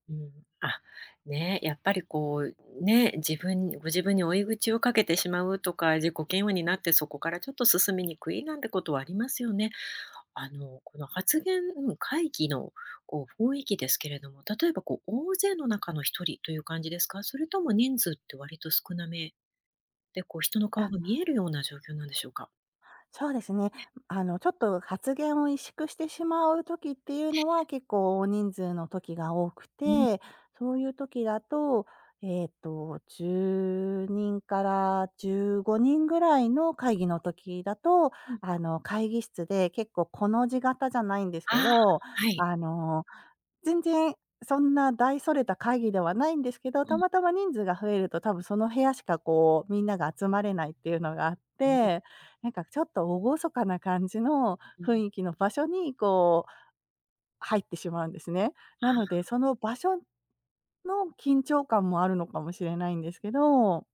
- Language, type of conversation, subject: Japanese, advice, 会議で発言するのが怖くて黙ってしまうのはなぜですか？
- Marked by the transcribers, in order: none